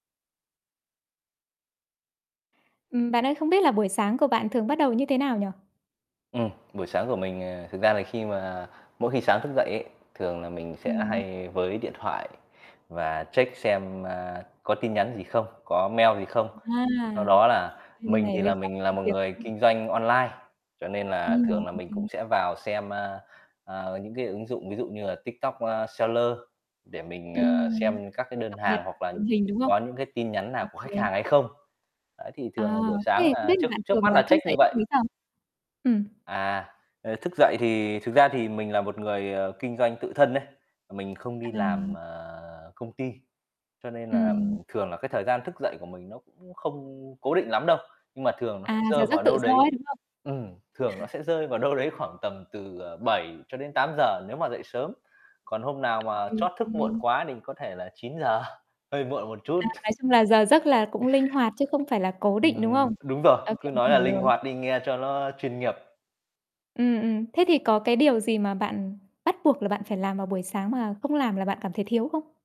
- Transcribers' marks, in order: other background noise; mechanical hum; distorted speech; chuckle; laughing while speaking: "đâu đấy"; tapping
- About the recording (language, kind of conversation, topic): Vietnamese, podcast, Buổi sáng của bạn thường bắt đầu như thế nào?